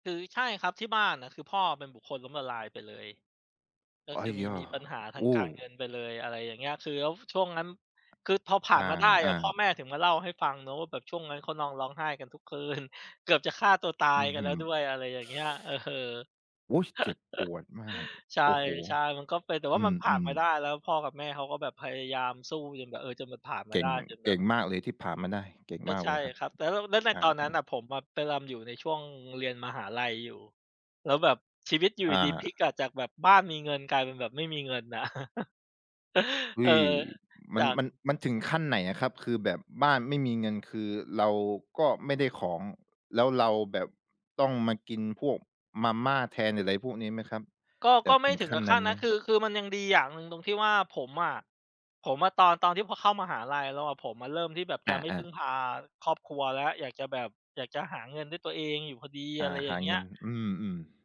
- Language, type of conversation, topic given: Thai, podcast, คุณช่วยเล่าเหตุการณ์ที่ทำให้คุณรู้สึกว่าโตขึ้นมากที่สุดได้ไหม?
- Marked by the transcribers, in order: other background noise; tapping; chuckle; laughing while speaking: "น่ะ"; chuckle